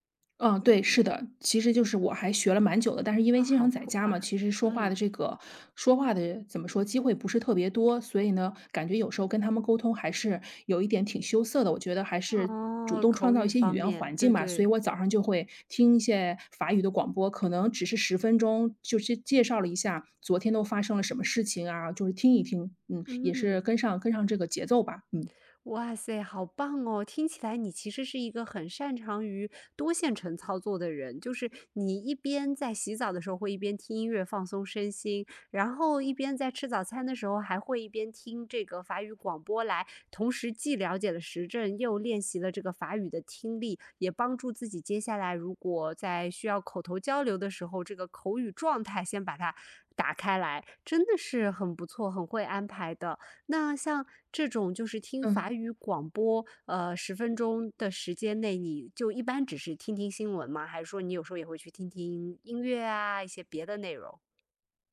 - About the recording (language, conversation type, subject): Chinese, podcast, 你早上通常是怎么开始新一天的？
- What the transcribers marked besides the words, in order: tapping; other background noise